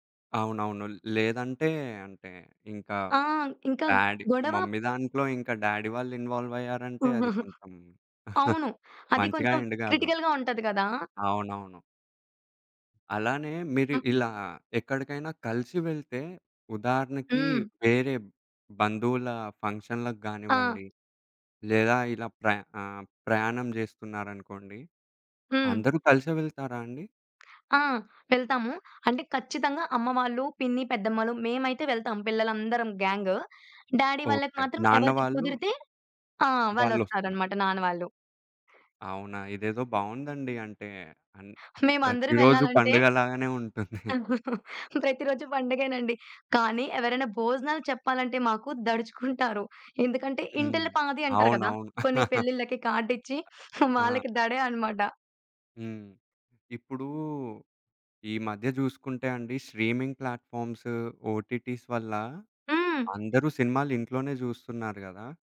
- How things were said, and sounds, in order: in English: "డ్యాడీ, మమ్మీ"; in English: "డ్యాడీ"; giggle; chuckle; in English: "క్రిటికల్‌గా"; in English: "ఎండ్"; tapping; other background noise; in English: "గ్యాంగ్. డ్యాడీ"; giggle; chuckle; chuckle; giggle; in English: "స్ట్రీమింగ్ ప్లాట్‌ఫామ్స్, ఓటీటీస్"
- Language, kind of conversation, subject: Telugu, podcast, కుటుంబ బంధాలను బలపరచడానికి పాటించాల్సిన చిన్న అలవాట్లు ఏమిటి?